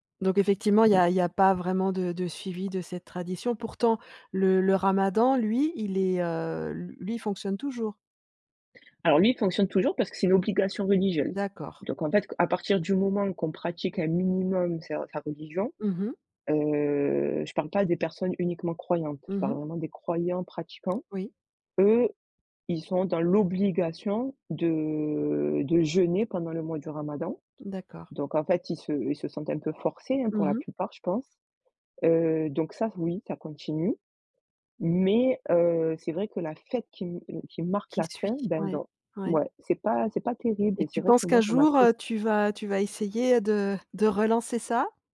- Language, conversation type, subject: French, podcast, Peux-tu me parler d’une tradition familiale qui compte pour toi ?
- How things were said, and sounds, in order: tapping; stressed: "lui"; drawn out: "heu"; other background noise; stressed: "l'obligation"; drawn out: "de"; stressed: "mais"; stressed: "fête"